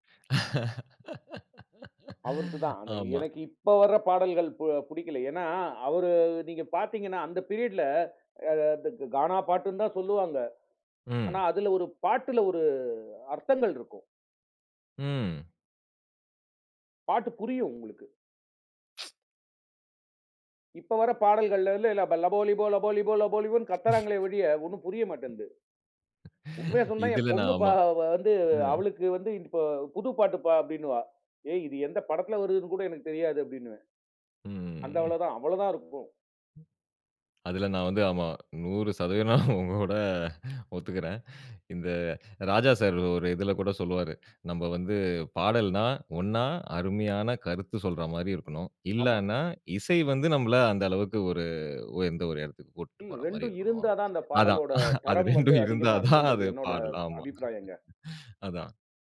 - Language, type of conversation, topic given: Tamil, podcast, நீங்கள் சேர்ந்து உருவாக்கிய பாடல்பட்டியலில் இருந்து உங்களுக்கு மறக்க முடியாத ஒரு நினைவைக் கூறுவீர்களா?
- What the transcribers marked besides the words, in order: laugh; in English: "பீரியட்ல"; unintelligible speech; tsk; other noise; drawn out: "ம்"; laughing while speaking: "நா உங்களோட ஒத்துக்கிறேன்"; laughing while speaking: "அது ரெண்டும் இருந்தா தான் அது பாடல்"